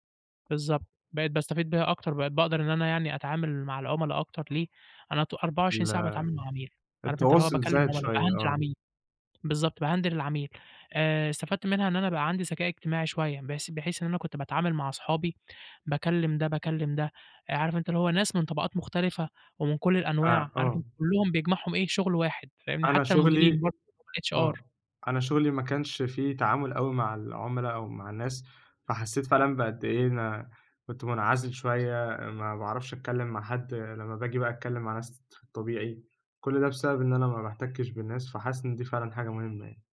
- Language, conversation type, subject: Arabic, podcast, إيه هي المهارات اللي خدتَها معاك من شغلك القديم ولسه بتستخدمها في شغلك الحالي؟
- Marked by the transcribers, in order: dog barking; other background noise; in English: "باهندِل"; in English: "باهندِل"; in English: "الHR"; tapping; horn